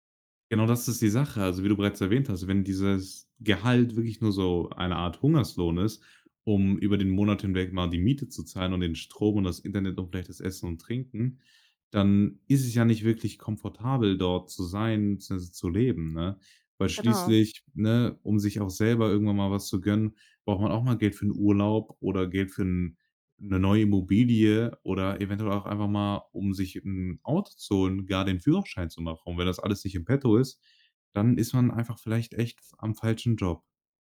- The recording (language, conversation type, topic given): German, podcast, Kannst du von einem Misserfolg erzählen, der dich weitergebracht hat?
- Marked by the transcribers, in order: none